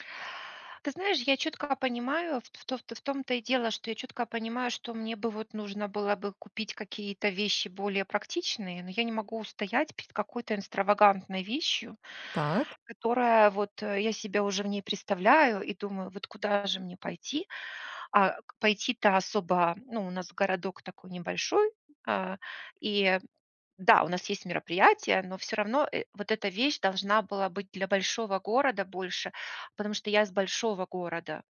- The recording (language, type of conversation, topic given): Russian, advice, Почему я постоянно поддаюсь импульсу совершать покупки и не могу сэкономить?
- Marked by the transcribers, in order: none